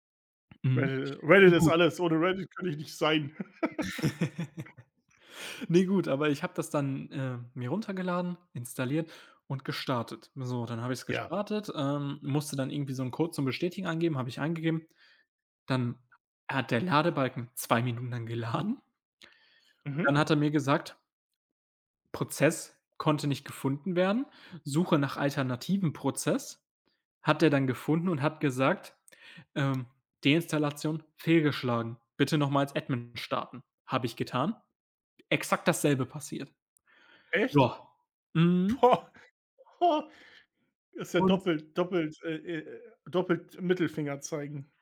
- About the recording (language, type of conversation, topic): German, unstructured, Wie verändert Technik deinen Alltag?
- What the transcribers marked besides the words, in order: chuckle; other background noise; other noise